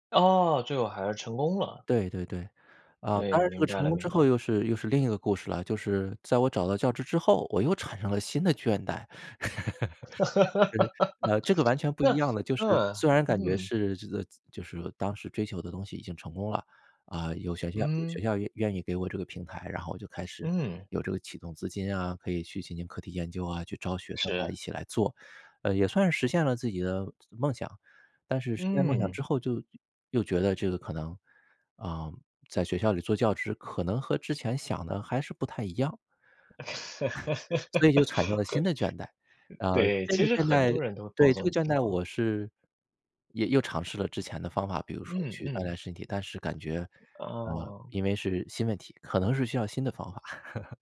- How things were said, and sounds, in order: laugh; other noise; laugh; laugh; chuckle; chuckle
- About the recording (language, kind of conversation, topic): Chinese, podcast, 你曾经遇到过职业倦怠吗？你是怎么应对的？